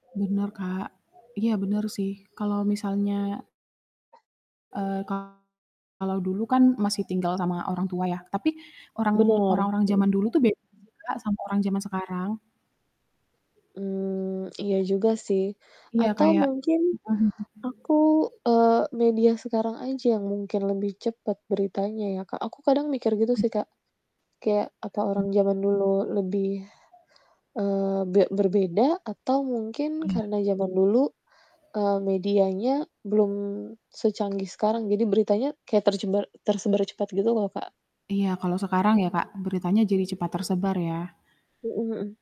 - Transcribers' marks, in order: static; other background noise; tapping; distorted speech; background speech
- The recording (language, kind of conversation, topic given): Indonesian, unstructured, Bagaimana pengaruh berita kriminal terhadap rasa aman Anda dalam keseharian?